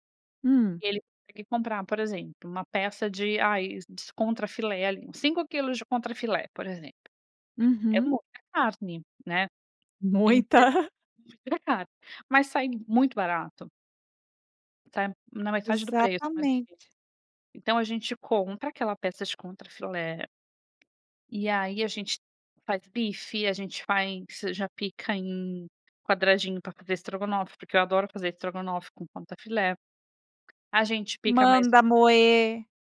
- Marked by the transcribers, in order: giggle; tapping
- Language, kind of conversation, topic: Portuguese, podcast, Como reduzir o desperdício de comida no dia a dia?